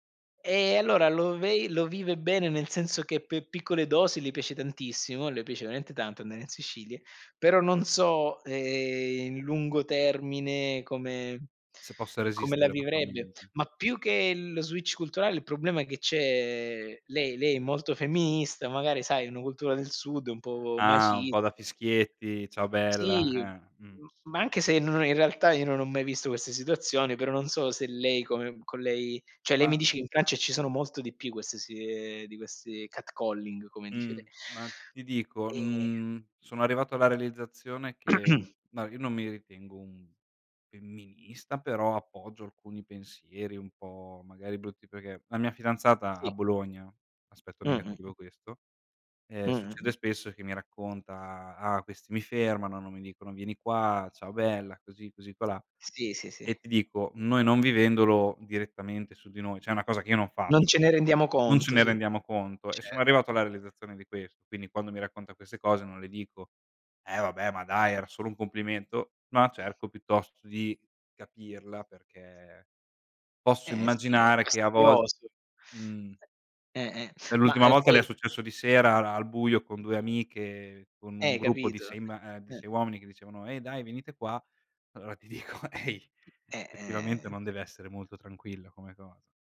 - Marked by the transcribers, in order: "per" said as "pe"; "Sicilia" said as "Sicilie"; in English: "switch"; other background noise; in English: "catcalling"; inhale; throat clearing; "cioè" said as "ceh"; "fastidioso" said as "fastdioso"; tapping
- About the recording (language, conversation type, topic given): Italian, unstructured, Cosa ti rende orgoglioso della tua città o del tuo paese?